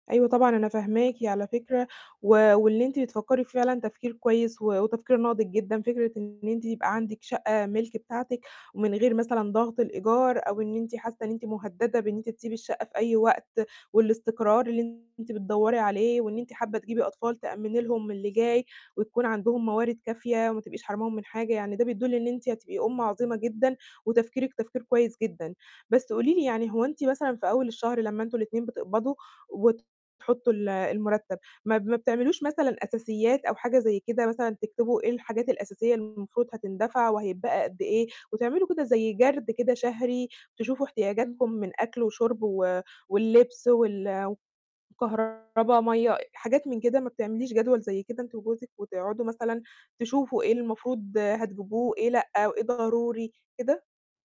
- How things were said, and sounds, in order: distorted speech
- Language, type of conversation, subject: Arabic, advice, إزاي أتناقش مع شريكي عن حدود الصرف وتقسيم المسؤوليات المالية؟